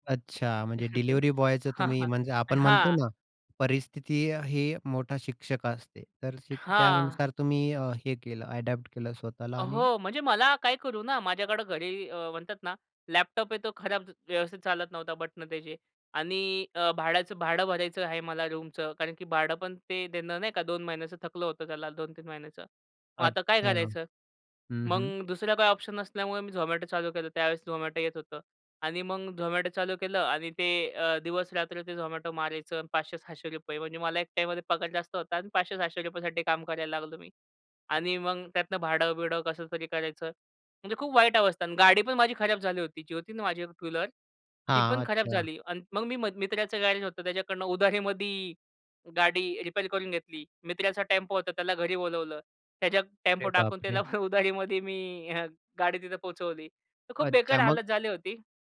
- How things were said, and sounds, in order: chuckle; laughing while speaking: "हां. हां. हां"; in English: "अडॉप्ट"; in English: "रूमचं"; in English: "ऑप्शन"; other background noise; laughing while speaking: "त्याला उधारीमध्ये मी गाडी तिथं पोहोचवली"
- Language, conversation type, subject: Marathi, podcast, कुठल्या सवयी बदलल्यामुळे तुमचं आयुष्य सुधारलं, सांगाल का?